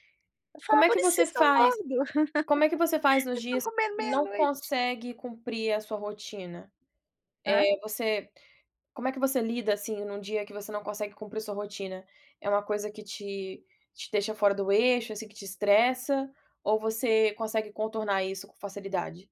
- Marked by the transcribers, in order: laugh
- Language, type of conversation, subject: Portuguese, podcast, Como é sua rotina de autocuidado semanal?